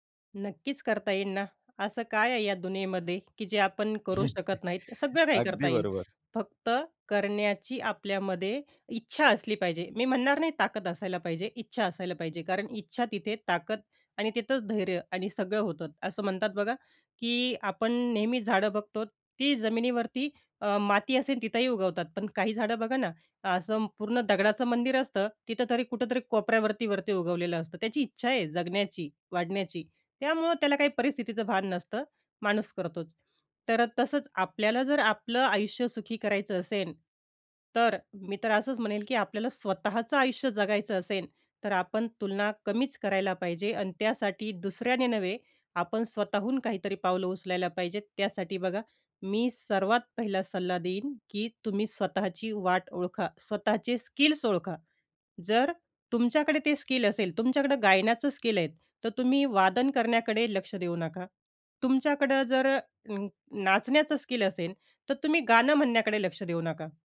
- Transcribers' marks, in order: chuckle; "असेल" said as "असेन"; "असेल" said as "असेन"; "असेल" said as "असेन"; "गाण्याचं" said as "गायण्याचं"; "असेल" said as "असेन"
- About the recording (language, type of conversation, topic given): Marathi, podcast, इतरांशी तुलना कमी करण्याचा उपाय काय आहे?